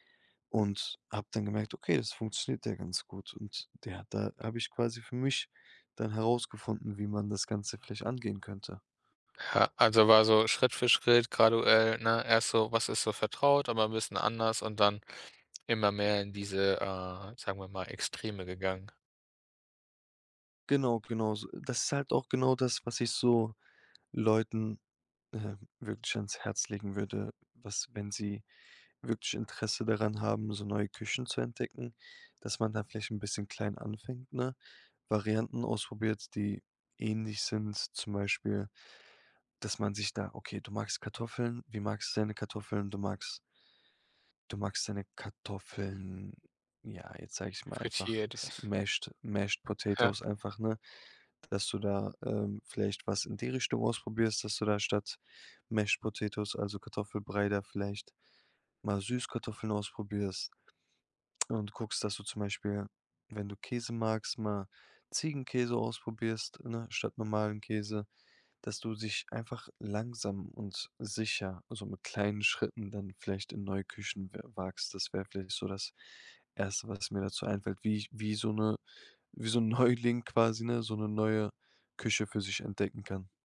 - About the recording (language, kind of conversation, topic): German, podcast, Welche Tipps gibst du Einsteigerinnen und Einsteigern, um neue Geschmäcker zu entdecken?
- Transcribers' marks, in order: in English: "mashed mashed Potatoes"; in English: "Mashed Potatoes"; laughing while speaking: "Neuling"